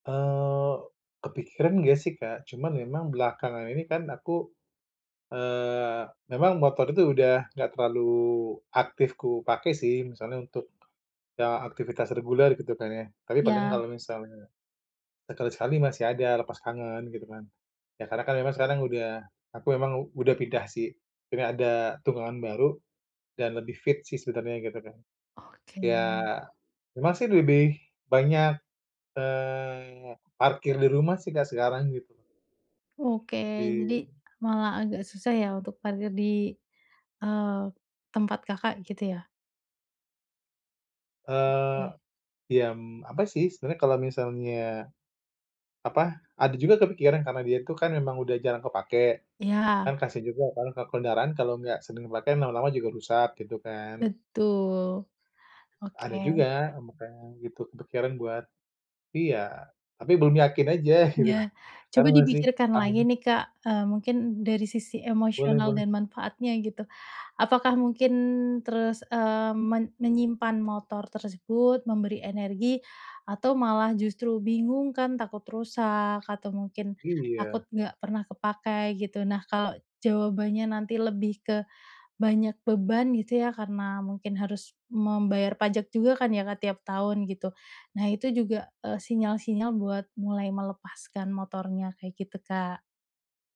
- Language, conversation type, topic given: Indonesian, advice, Bagaimana cara melepaskan keterikatan emosional pada barang-barang saya?
- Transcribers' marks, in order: tapping; "iya" said as "iyam"; other animal sound; laughing while speaking: "gitu"